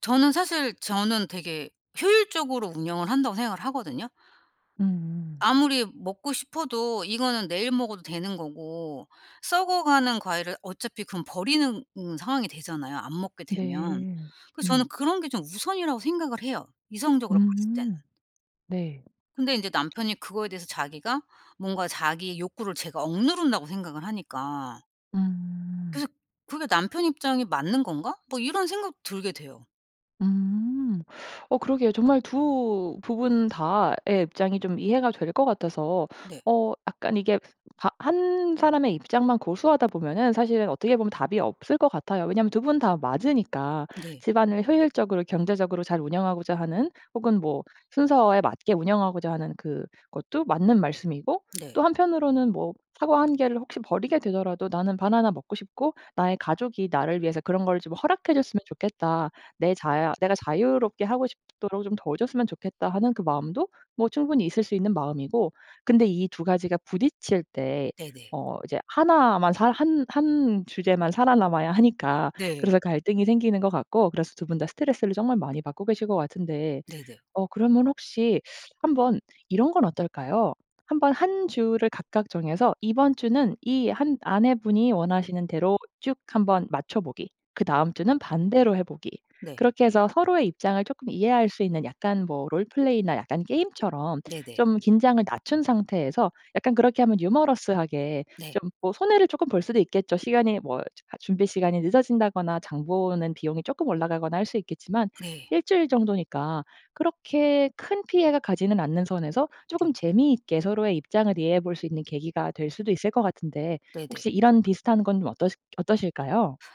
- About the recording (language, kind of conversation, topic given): Korean, advice, 반복되는 사소한 다툼으로 지쳐 계신가요?
- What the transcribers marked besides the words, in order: other background noise; tapping; in English: "롤플레이나"